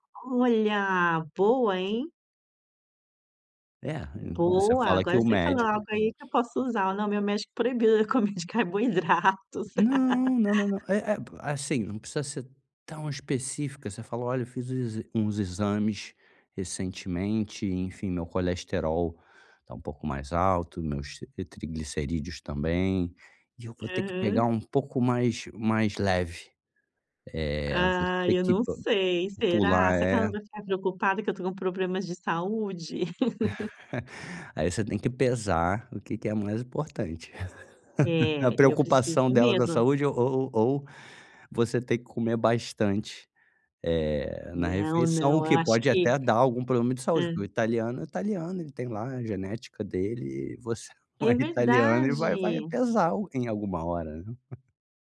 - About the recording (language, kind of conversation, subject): Portuguese, advice, Como posso lidar com a pressão social para comer mais durante refeições em grupo?
- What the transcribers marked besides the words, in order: laughing while speaking: "carboidratos"; laugh; chuckle; chuckle; laughing while speaking: "não"